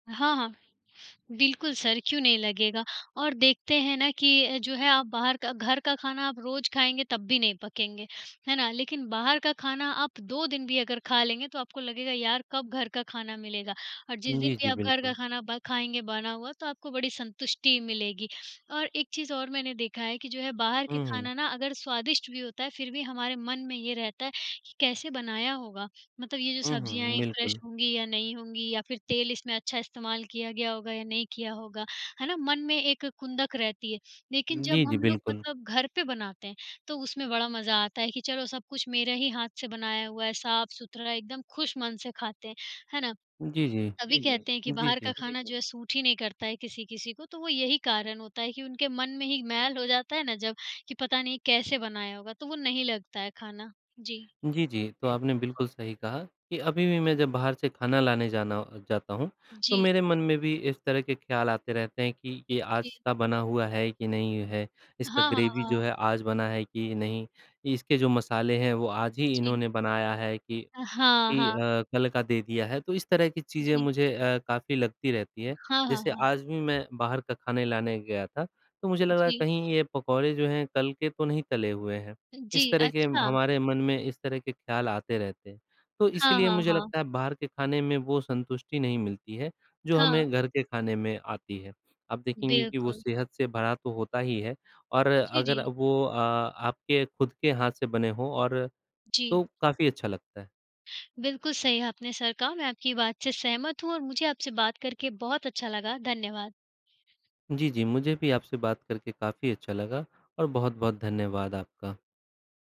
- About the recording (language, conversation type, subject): Hindi, unstructured, क्या आपको घर का खाना ज़्यादा पसंद है या बाहर का?
- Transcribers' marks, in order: tapping; other background noise; in English: "फ्रेश"; background speech; in English: "सूट"; unintelligible speech; in English: "ग्रेवी"